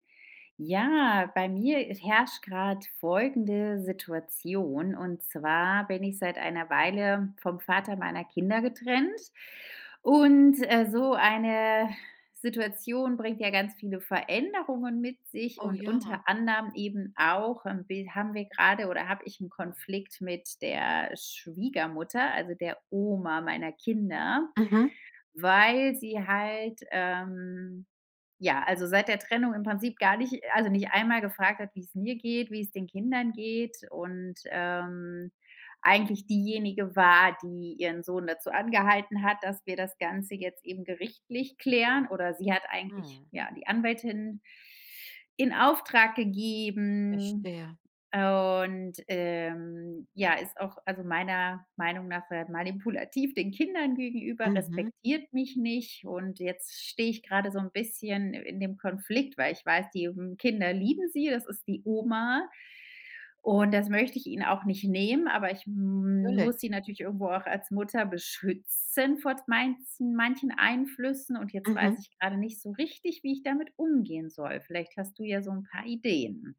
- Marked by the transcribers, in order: stressed: "Ja"; sigh; inhale; drawn out: "muss"; stressed: "beschützen"
- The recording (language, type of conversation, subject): German, advice, Wie können wir den Konflikt um das Umgangsrecht bzw. den seltenen Kontakt zu den Großeltern lösen?